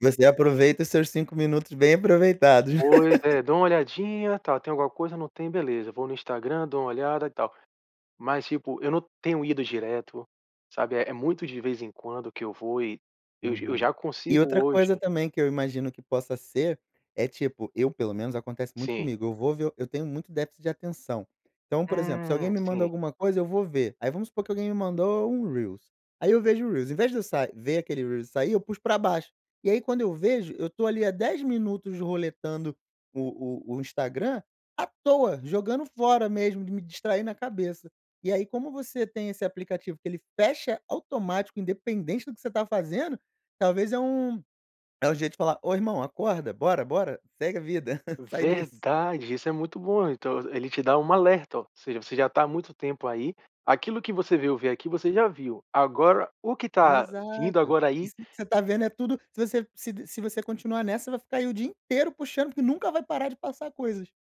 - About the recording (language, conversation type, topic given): Portuguese, podcast, Como você evita distrações no celular enquanto trabalha?
- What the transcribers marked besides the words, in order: laugh; "reel" said as "reels"; "reel" said as "reels"; laugh